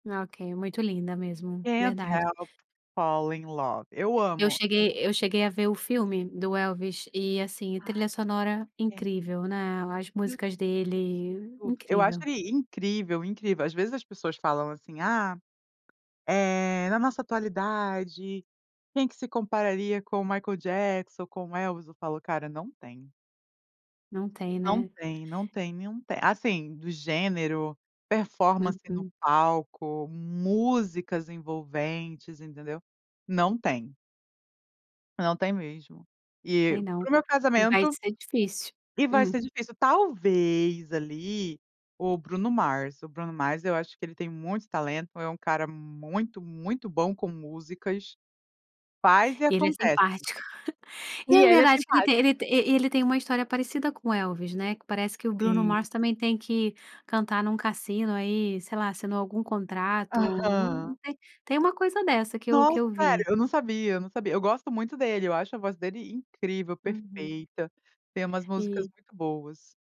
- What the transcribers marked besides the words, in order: put-on voice: "Can't help falling in love"; tapping; unintelligible speech; other background noise; chuckle
- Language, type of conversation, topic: Portuguese, podcast, Que música te faz lembrar de um lugar especial?